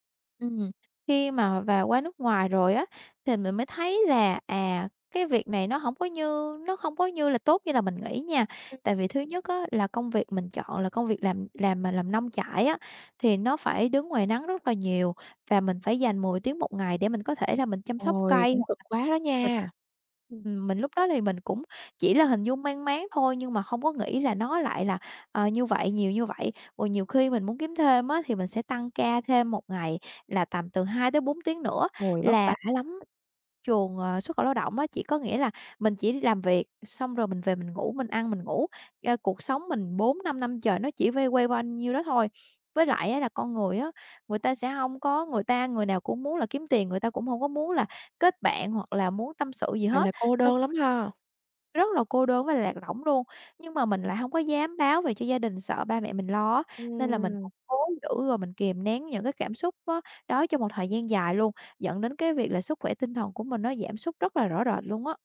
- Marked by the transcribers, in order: tapping; unintelligible speech; other background noise; unintelligible speech
- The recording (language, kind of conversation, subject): Vietnamese, podcast, Bạn có thể kể về quyết định nào khiến bạn hối tiếc nhất không?